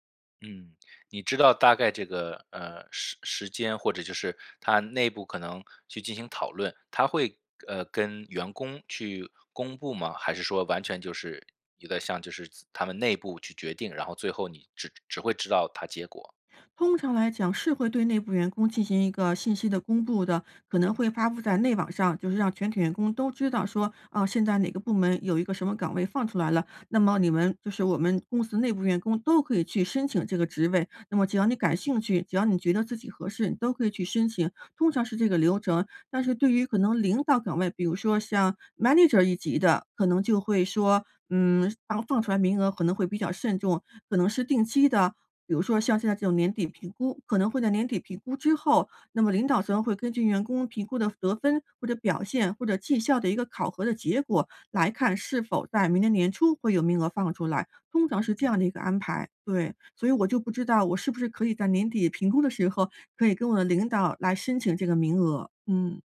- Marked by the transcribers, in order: in English: "manager"
- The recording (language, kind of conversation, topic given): Chinese, advice, 在竞争激烈的情况下，我该如何争取晋升？